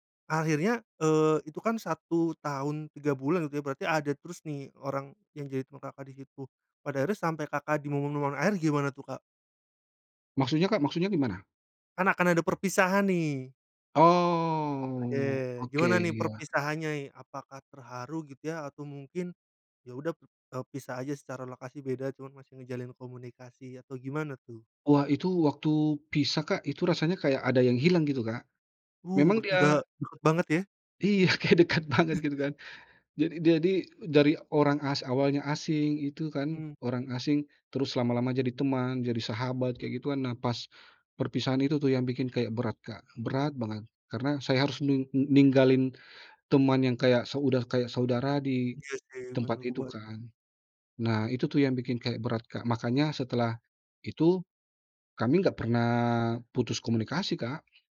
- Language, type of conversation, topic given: Indonesian, podcast, Pernahkah kamu bertemu warga setempat yang membuat perjalananmu berubah, dan bagaimana ceritanya?
- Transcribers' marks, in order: unintelligible speech; drawn out: "Oh"; laughing while speaking: "kayak dekat banget"; chuckle; unintelligible speech; other background noise